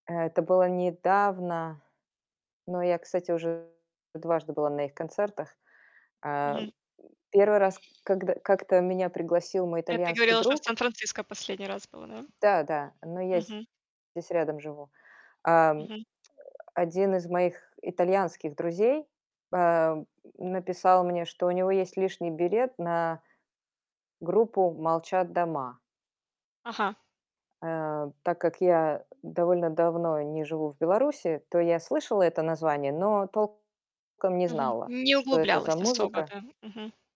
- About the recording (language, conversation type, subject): Russian, podcast, В какой момент вы особенно остро почувствовали культурную гордость?
- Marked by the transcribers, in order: distorted speech; other background noise; static; grunt